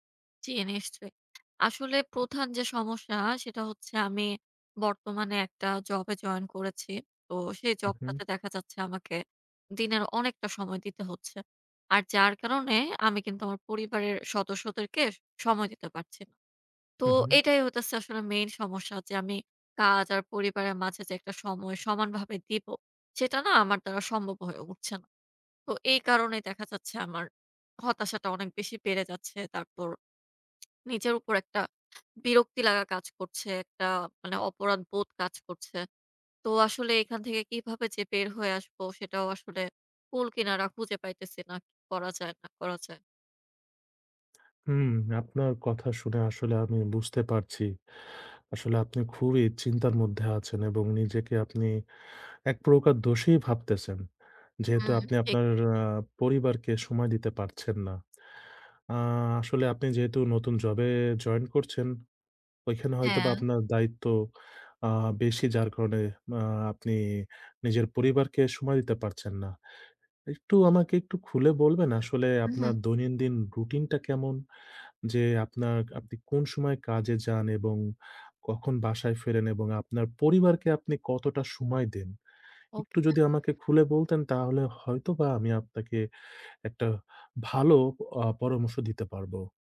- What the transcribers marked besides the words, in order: tapping
- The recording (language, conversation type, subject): Bengali, advice, কাজ আর পরিবারের মাঝে সমান সময় দেওয়া সম্ভব হচ্ছে না